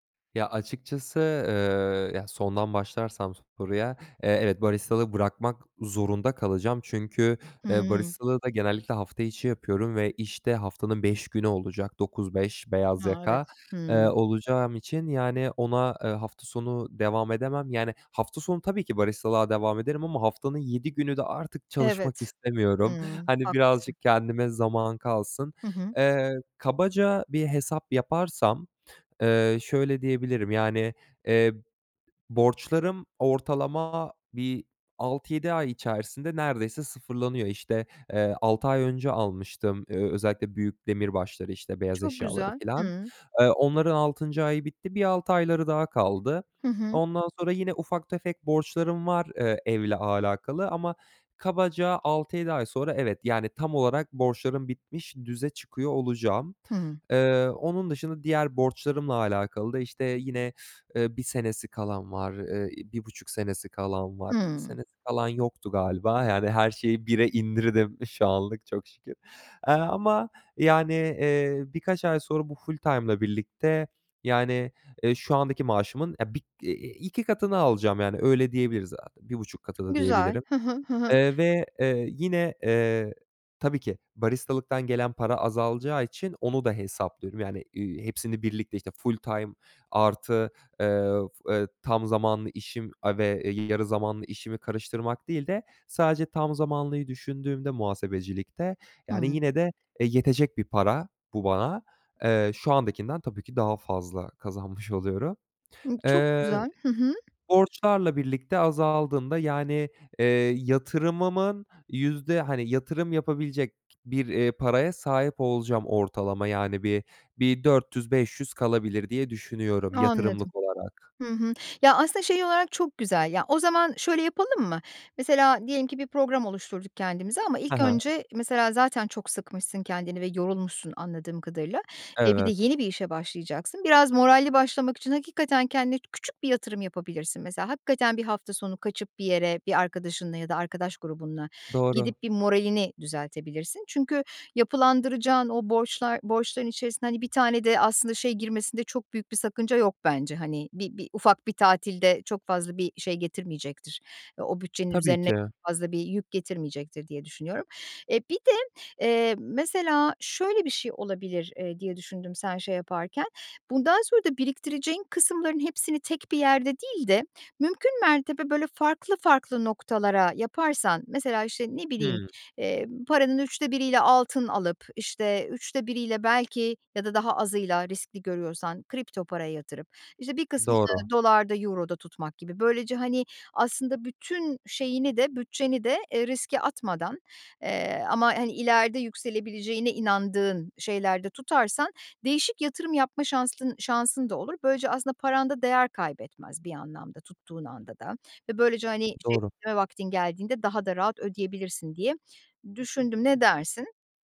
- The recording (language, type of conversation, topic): Turkish, advice, Finansal durumunuz değiştiğinde harcamalarınızı ve gelecek planlarınızı nasıl yeniden düzenlemelisiniz?
- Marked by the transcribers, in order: other background noise